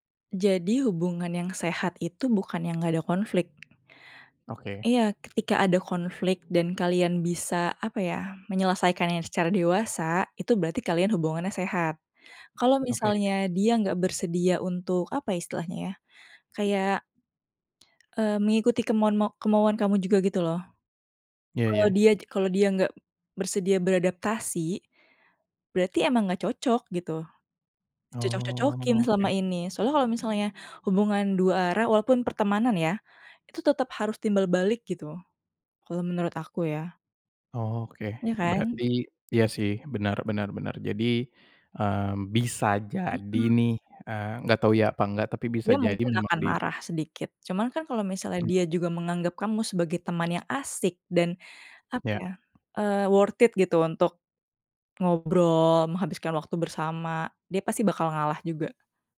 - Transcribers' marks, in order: tapping; other background noise; in English: "worth it"
- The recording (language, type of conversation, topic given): Indonesian, advice, Bagaimana cara mengatakan tidak pada permintaan orang lain agar rencanamu tidak terganggu?